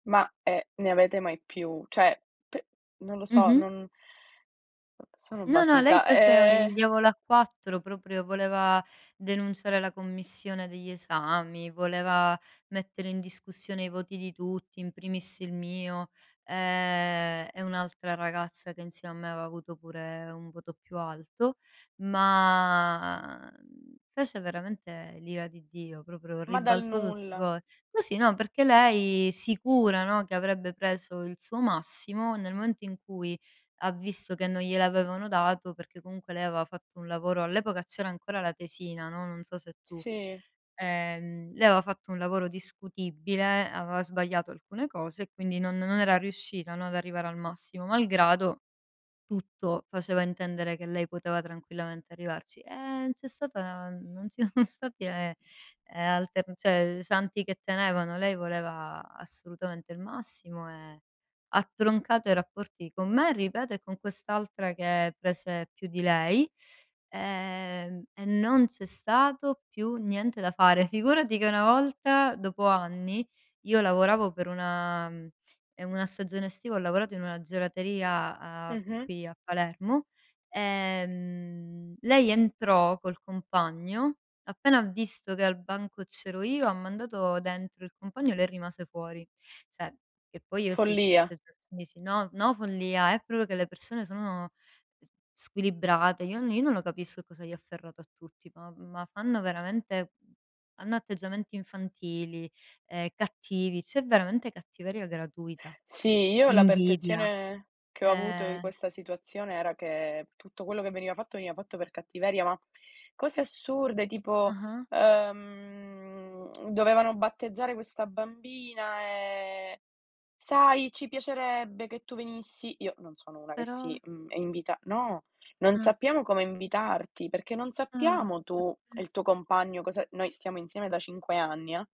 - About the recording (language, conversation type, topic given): Italian, unstructured, Hai mai perso un’amicizia importante e come ti ha fatto sentire?
- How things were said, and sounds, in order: "Cioè" said as "ceh"; drawn out: "ma"; tapping; laughing while speaking: "non ci sono stati eh"; "cioè" said as "ceh"; "Cioè" said as "ceh"; unintelligible speech; tsk; unintelligible speech